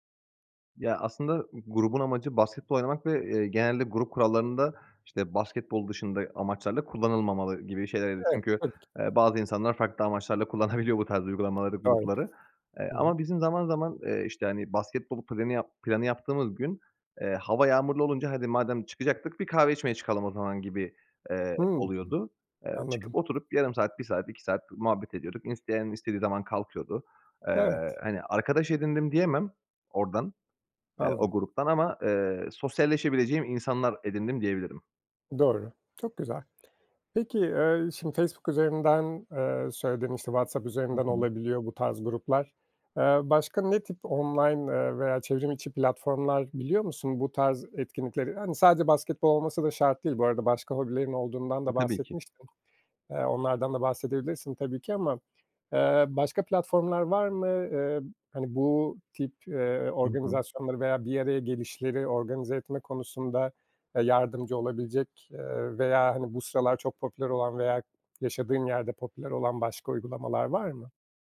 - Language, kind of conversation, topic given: Turkish, podcast, Hobi partneri ya da bir grup bulmanın yolları nelerdir?
- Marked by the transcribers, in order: other background noise